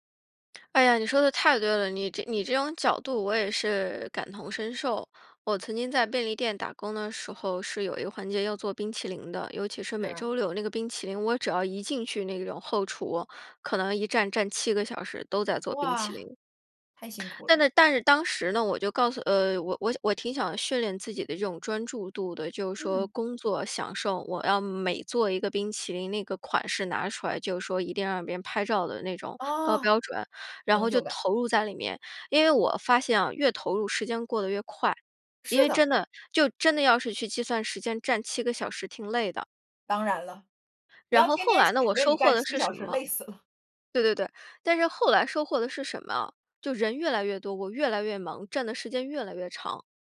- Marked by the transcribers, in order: other noise; laughing while speaking: "死了"; other background noise
- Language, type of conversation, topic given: Chinese, podcast, 你会为了面子选择一份工作吗？